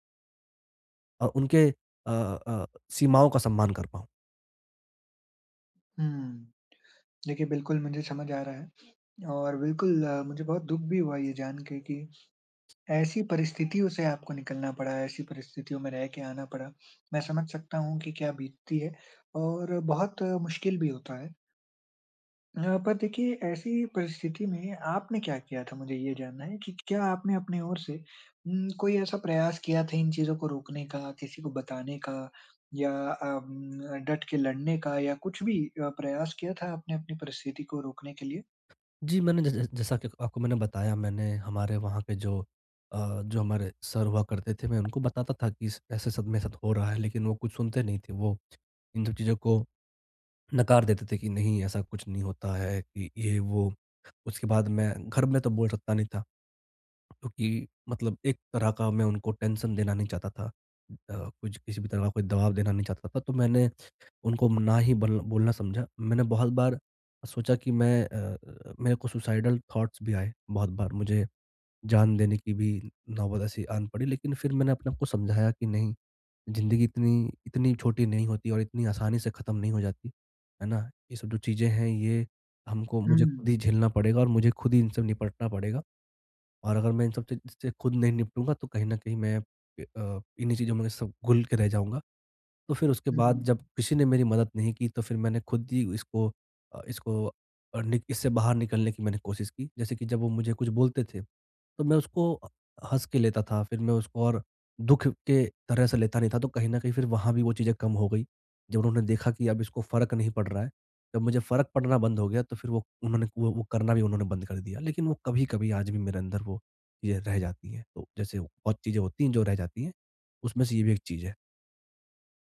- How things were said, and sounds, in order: in English: "टेंशन"; in English: "सुसाइडल थॉट्स"
- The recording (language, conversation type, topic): Hindi, advice, नए शहर में सामाजिक संकेतों और व्यक्तिगत सीमाओं को कैसे समझूँ और उनका सम्मान कैसे करूँ?